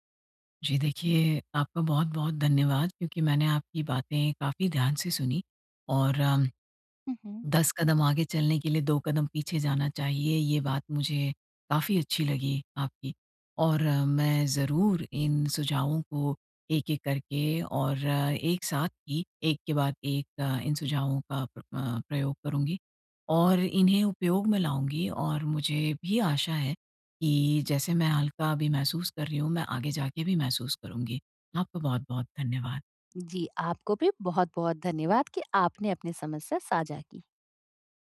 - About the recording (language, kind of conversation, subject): Hindi, advice, सफलता के दबाव से निपटना
- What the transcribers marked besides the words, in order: none